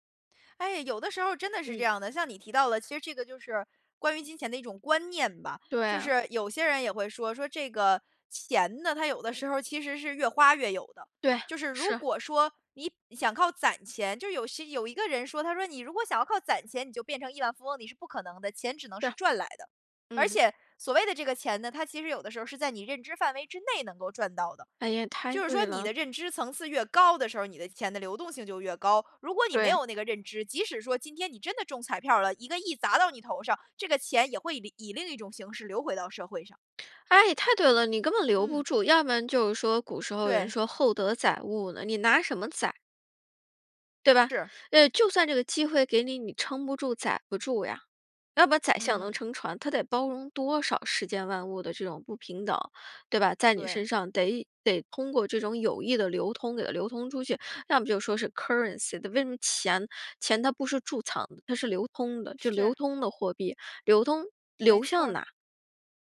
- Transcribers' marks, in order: in English: "currency"
- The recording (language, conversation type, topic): Chinese, podcast, 钱和时间，哪个对你更重要？